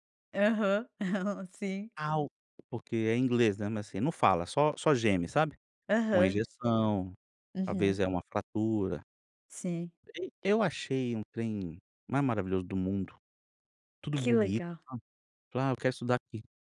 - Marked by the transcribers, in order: giggle
- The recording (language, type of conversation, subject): Portuguese, podcast, O que a escola não te ensinou, mas deveria ter ensinado?